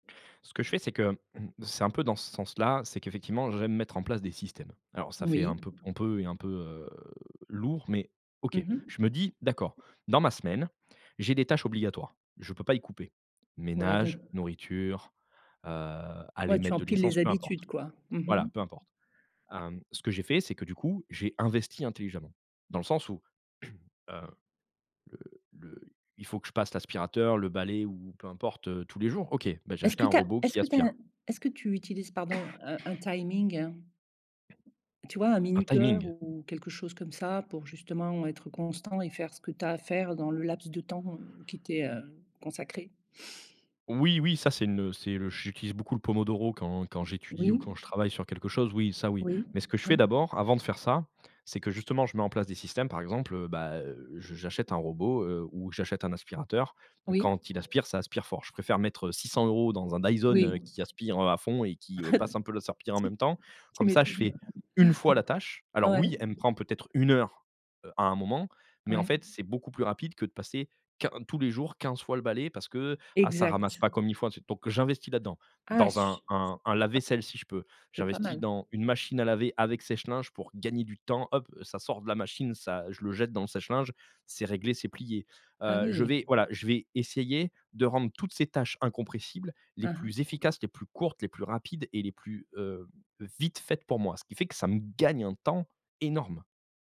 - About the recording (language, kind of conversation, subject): French, podcast, Comment fais-tu pour rester constant(e) quand tu as peu de temps ?
- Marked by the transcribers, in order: other background noise; tapping; throat clearing; cough; put-on voice: "timing ?"; throat clearing; chuckle; stressed: "gagne"